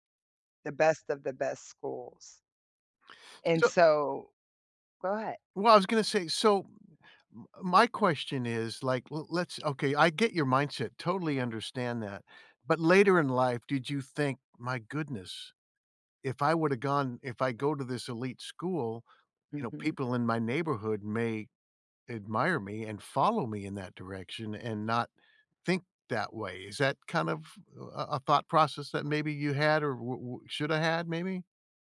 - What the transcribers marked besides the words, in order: none
- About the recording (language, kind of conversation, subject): English, unstructured, What does diversity add to a neighborhood?